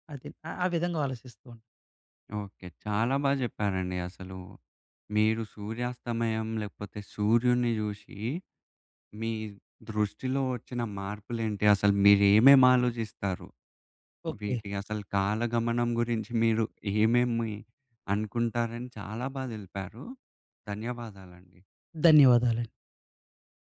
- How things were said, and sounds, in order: none
- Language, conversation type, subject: Telugu, podcast, సూర్యాస్తమయం చూసిన తర్వాత మీ దృష్టికోణంలో ఏ మార్పు వచ్చింది?